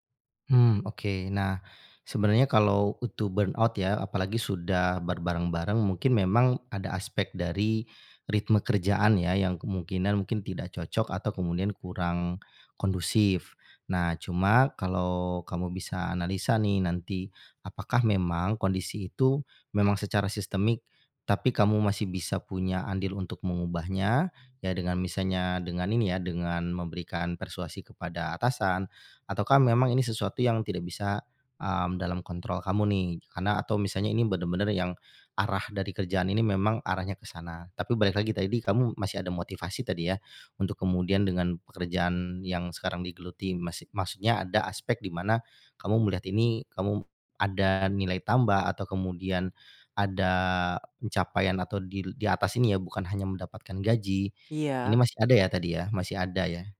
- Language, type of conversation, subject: Indonesian, advice, Bagaimana cara mengatasi hilangnya motivasi dan semangat terhadap pekerjaan yang dulu saya sukai?
- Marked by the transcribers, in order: in English: "burnout"